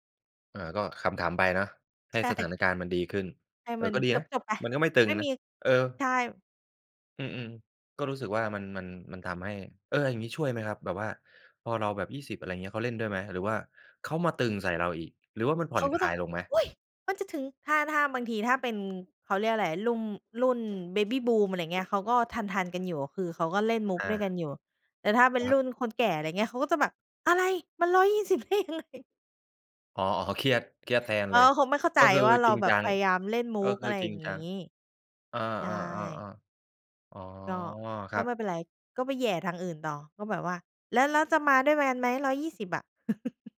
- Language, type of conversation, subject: Thai, podcast, คุณรับมือกับคำวิจารณ์จากญาติอย่างไร?
- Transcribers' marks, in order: laughing while speaking: "ใช่"; put-on voice: "อุ๊ย ! มันจะถึง"; in English: "Baby Boom"; put-on voice: "อะไร มัน ร้อยยี่สิบ"; laughing while speaking: "ได้ยังไง ?"; "ยกัน" said as "แมน"; chuckle